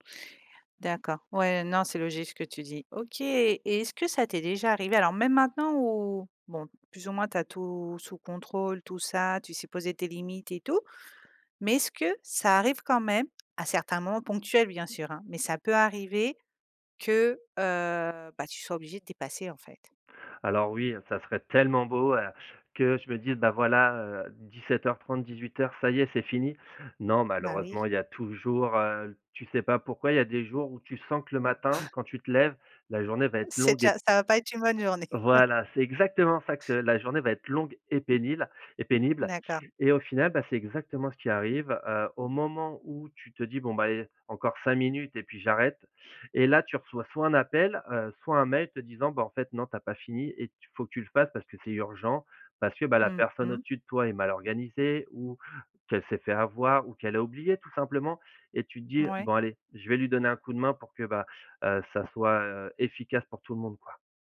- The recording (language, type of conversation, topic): French, podcast, Comment concilier le travail et la vie de couple sans s’épuiser ?
- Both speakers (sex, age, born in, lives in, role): female, 35-39, France, Spain, host; male, 35-39, France, France, guest
- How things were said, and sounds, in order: stressed: "tellement"; snort; chuckle; stressed: "exactement"; "pénible" said as "pénile"; stressed: "exactement"